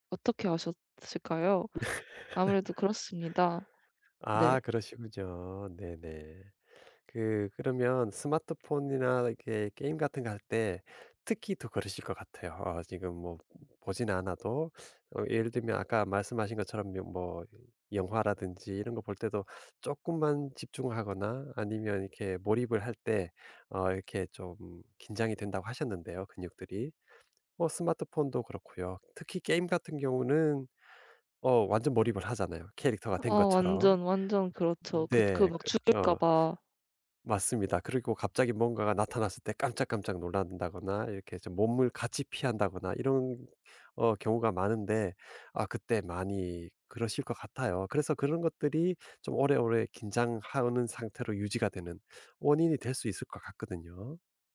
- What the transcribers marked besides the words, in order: laugh; other background noise; tapping
- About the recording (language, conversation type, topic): Korean, advice, 목과 어깨가 신체적 긴장으로 뻣뻣하게 느껴질 때 어떻게 풀면 좋을까요?